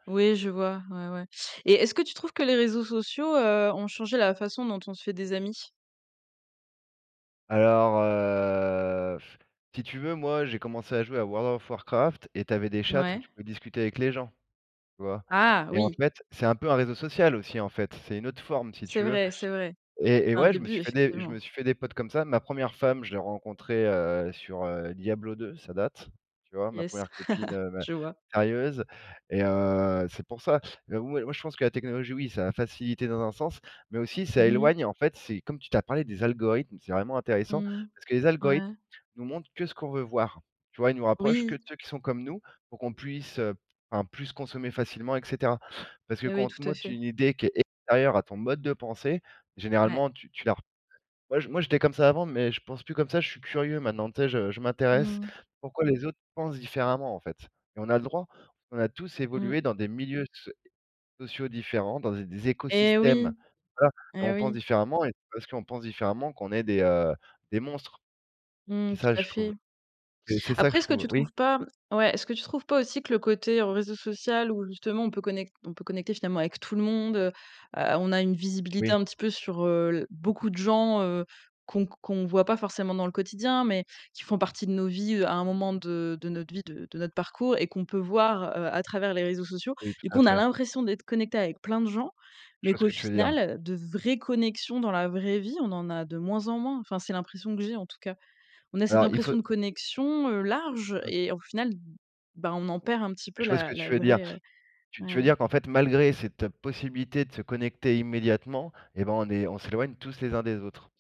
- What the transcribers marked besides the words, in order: drawn out: "heu"; blowing; in English: "chat"; in English: "Yes"; chuckle
- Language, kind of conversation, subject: French, unstructured, Comment la technologie change-t-elle nos relations sociales aujourd’hui ?